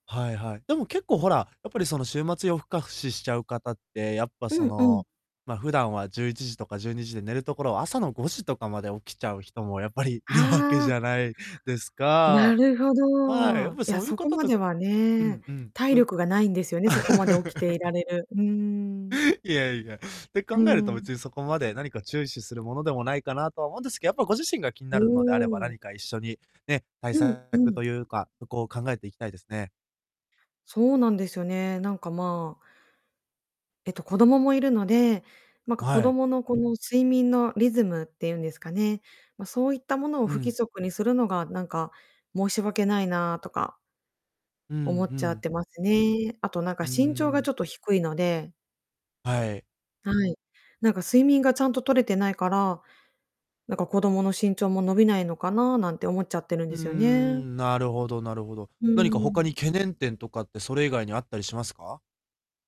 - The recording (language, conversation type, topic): Japanese, advice, 睡眠リズムを安定させるためには、どのような習慣を身につければよいですか？
- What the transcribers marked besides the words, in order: laugh; distorted speech; tapping